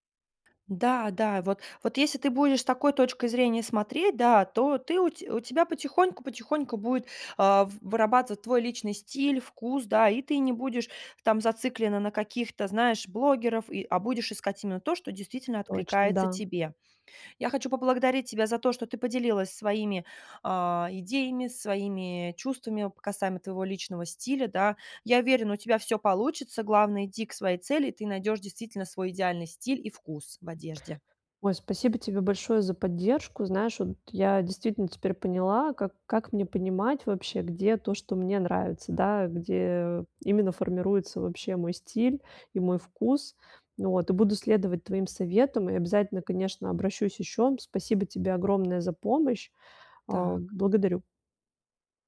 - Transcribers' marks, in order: none
- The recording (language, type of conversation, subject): Russian, advice, Как мне найти свой личный стиль и вкус?